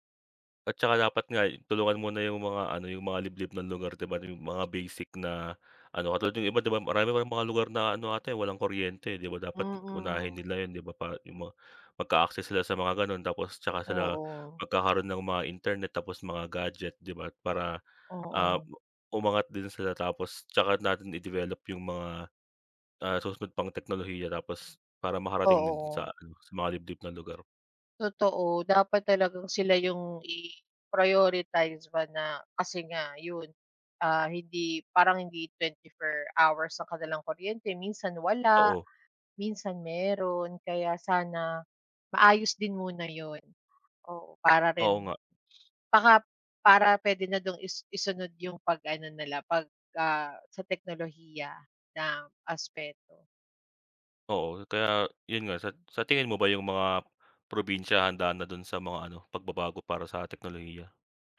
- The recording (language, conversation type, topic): Filipino, unstructured, Paano mo nakikita ang magiging kinabukasan ng teknolohiya sa Pilipinas?
- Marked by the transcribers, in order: other background noise; tapping